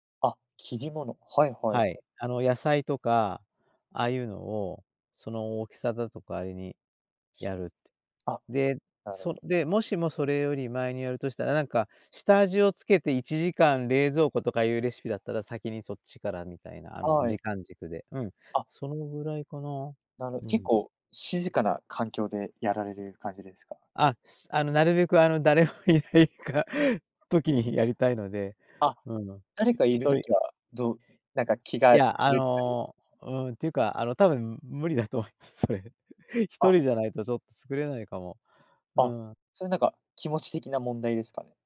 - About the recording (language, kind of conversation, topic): Japanese, podcast, 料理を作るときに、何か決まった習慣はありますか？
- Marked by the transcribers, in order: tapping; laughing while speaking: "居ないか"; other background noise; laughing while speaking: "思います"; giggle